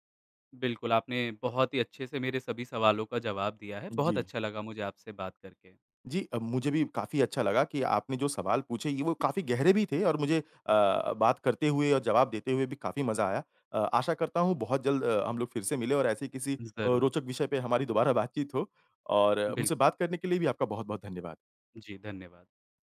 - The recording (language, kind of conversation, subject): Hindi, podcast, फ़ोन और सामाजिक मीडिया के कारण प्रभावित हुई पारिवारिक बातचीत को हम कैसे बेहतर बना सकते हैं?
- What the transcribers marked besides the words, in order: laughing while speaking: "बातचीत"